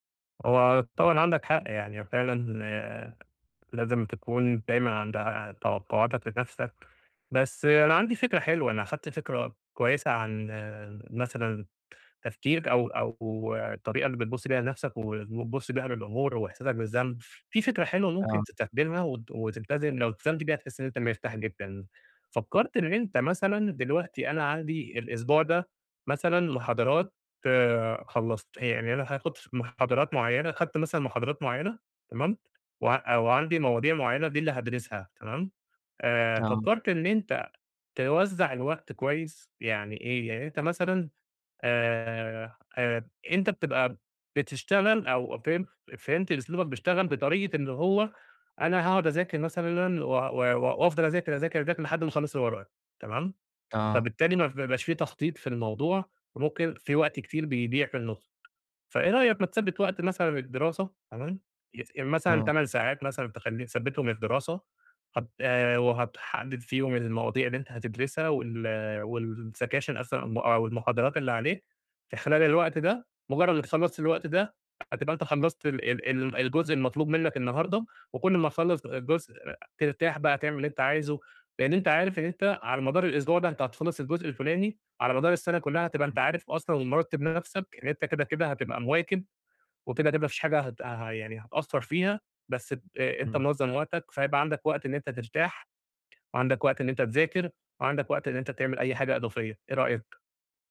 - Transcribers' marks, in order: in English: "والسكاشن"; unintelligible speech
- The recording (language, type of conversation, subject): Arabic, advice, إزاي أرتّب أولوياتي بحيث آخد راحتي من غير ما أحس بالذنب؟